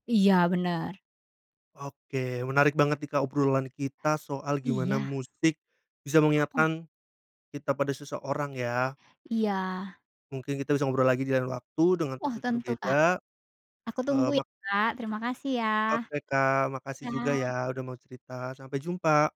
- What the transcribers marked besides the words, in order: other background noise
- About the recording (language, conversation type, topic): Indonesian, podcast, Lagu apa yang mengingatkanmu pada keluarga?